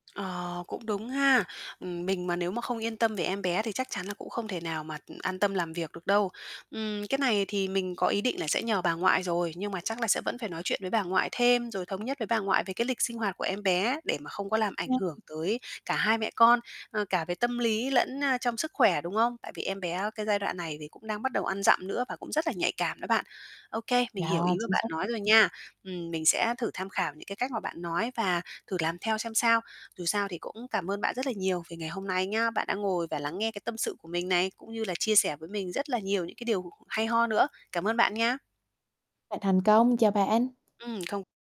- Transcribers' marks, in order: other background noise; unintelligible speech; tapping
- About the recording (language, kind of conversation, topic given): Vietnamese, advice, Làm thế nào để vượt qua nỗi sợ khi phải quay lại công việc sau một kỳ nghỉ dài?